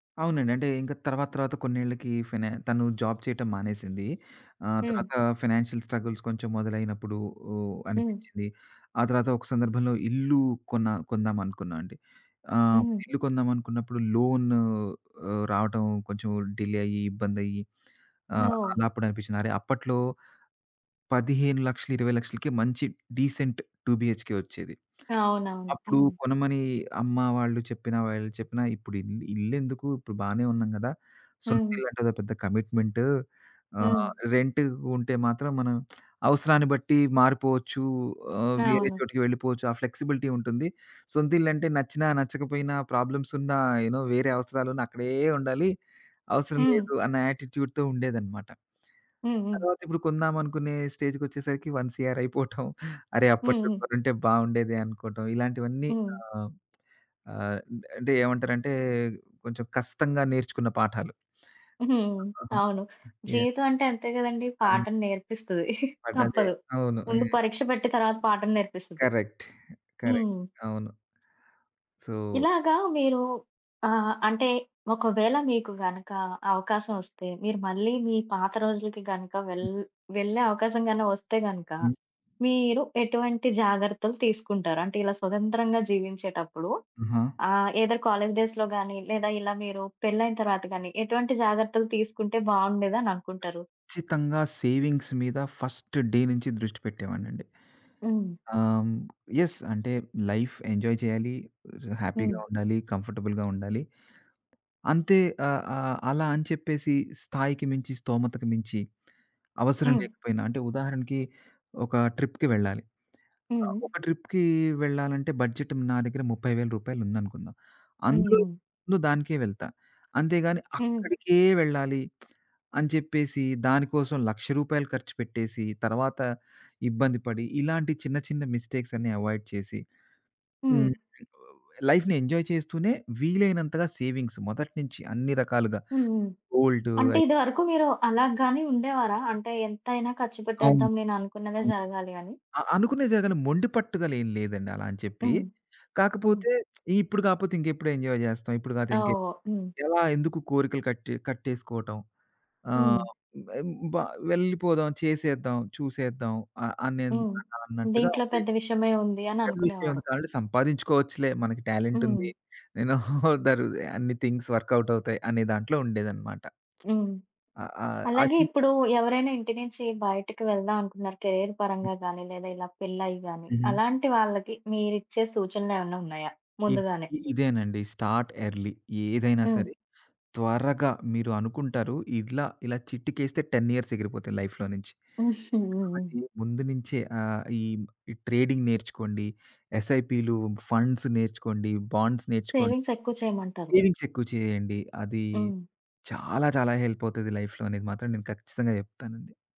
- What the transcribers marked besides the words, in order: in English: "జాబ్"; in English: "ఫినాన్షియల్ స్ట్రగుల్స్"; other background noise; in English: "డిలే"; in English: "నో"; in English: "డీసెంట్ టూబీహెచ్‌కే"; lip smack; lip smack; tapping; in English: "ఫ్లెక్సిబిలిటీ"; in English: "యాటిట్యూడ్‌తో"; in English: "వన్ సిఆర్"; chuckle; chuckle; chuckle; in English: "కరెక్ట్. కరెక్ట్"; in English: "సో"; in English: "ఎయిదర్"; in English: "డేస్‌లో"; in English: "సేవింగ్స్"; in English: "ఫస్ట్ డే"; in English: "యెస్"; in English: "లైఫ్ ఎంజాయ్"; in English: "హ్యాపీగా"; in English: "కంఫర్టబుల్‌గా"; in English: "ట్రిప్‌కి"; in English: "ట్రిప్‌కి"; lip smack; in English: "అవాయిడ్"; in English: "లైఫ్‌ని ఎంజాయ్"; in English: "సేవింగ్స్"; lip smack; in English: "ఎంజాయ్"; chuckle; in English: "థింగ్స్"; lip smack; in English: "కెరియర్"; in English: "స్టార్ట్ ఎర్లీ"; in English: "లైఫ్‌లో"; chuckle; in English: "ట్రేడింగ్"; in English: "ఫండ్స్"; in English: "బాండ్స్"; in English: "లైఫ్‌లో"
- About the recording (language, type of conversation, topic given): Telugu, podcast, మీరు ఇంటి నుంచి బయటకు వచ్చి స్వతంత్రంగా జీవించడం మొదలు పెట్టినప్పుడు మీకు ఎలా అనిపించింది?